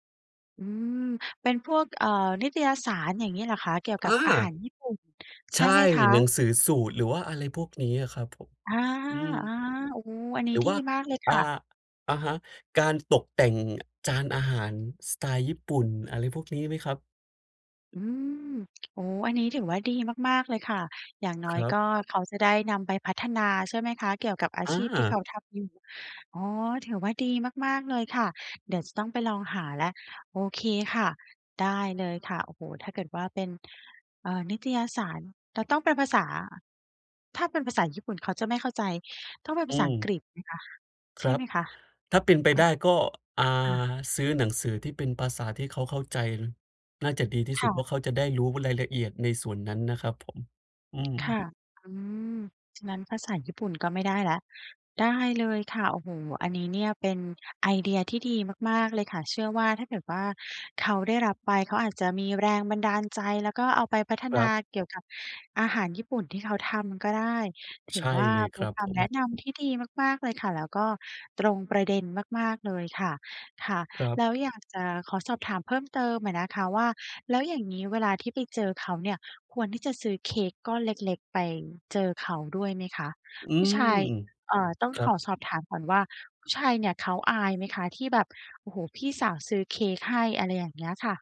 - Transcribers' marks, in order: joyful: "อา"; tapping
- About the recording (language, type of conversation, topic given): Thai, advice, จะเลือกของขวัญให้ถูกใจคนที่ไม่แน่ใจว่าเขาชอบอะไรได้อย่างไร?